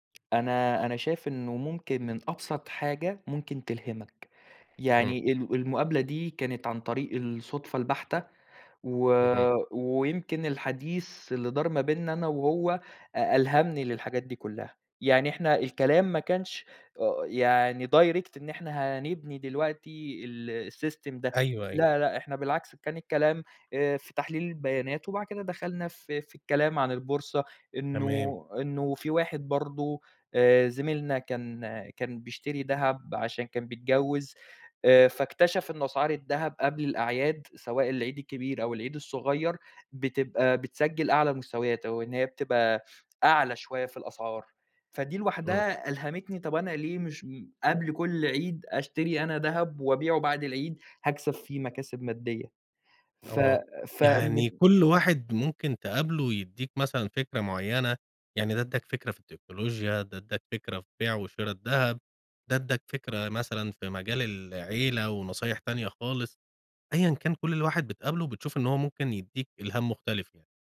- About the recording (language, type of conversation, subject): Arabic, podcast, احكيلي عن مرة قابلت فيها حد ألهمك؟
- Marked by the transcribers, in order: in English: "direct"; in English: "الsystem"